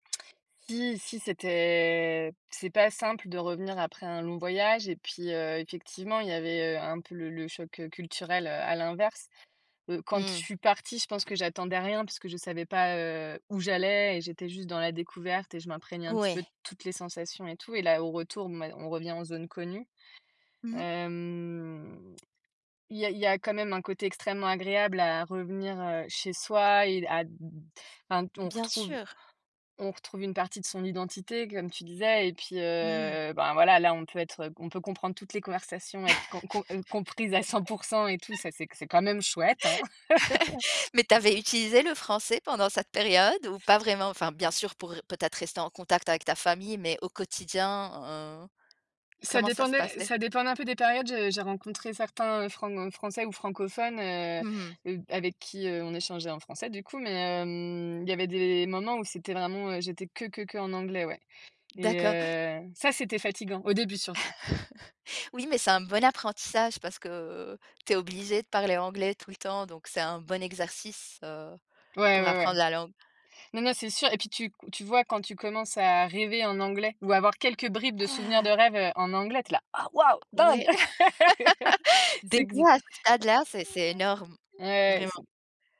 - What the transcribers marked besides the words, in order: laugh; laugh; other background noise; laugh; laugh; laugh; chuckle
- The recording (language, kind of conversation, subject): French, podcast, Quel rôle la langue joue-t-elle dans ton identité ?